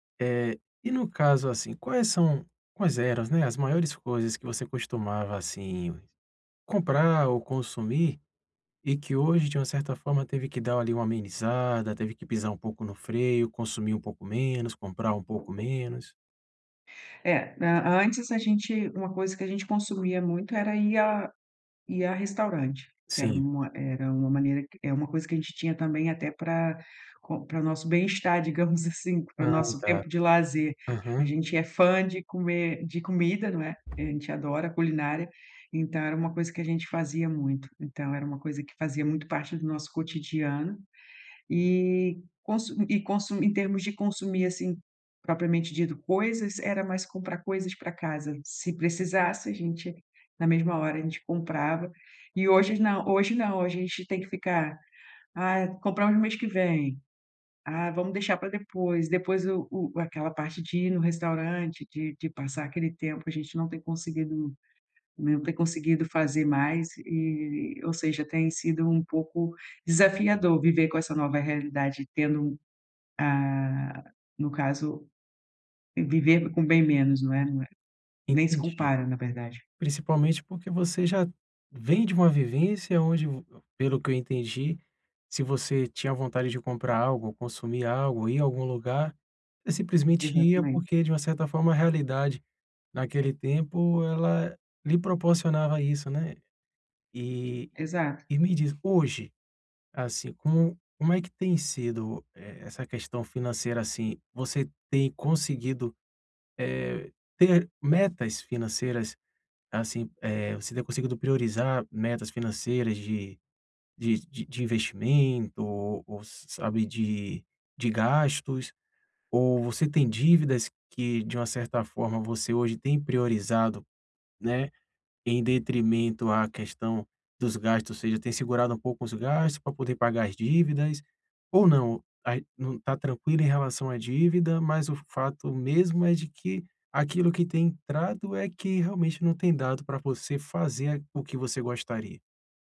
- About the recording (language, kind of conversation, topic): Portuguese, advice, Como posso reduzir meu consumo e viver bem com menos coisas no dia a dia?
- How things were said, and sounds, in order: tapping